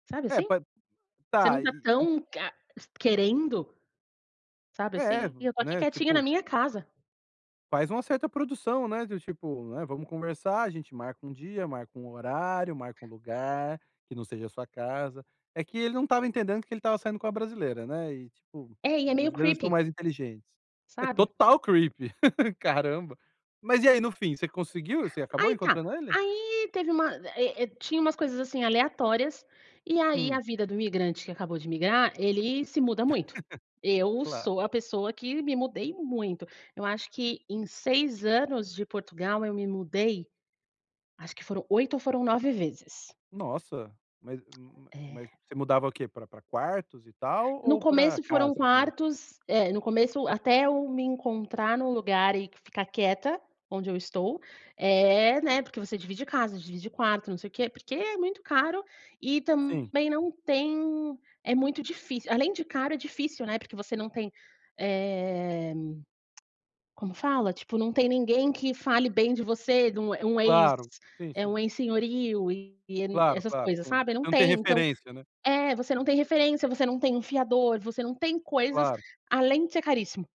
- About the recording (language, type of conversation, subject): Portuguese, podcast, Qual encontro com um morador local te marcou e por quê?
- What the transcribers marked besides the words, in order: unintelligible speech; tapping; in English: "creepy"; in English: "creepy"; laugh; chuckle; lip smack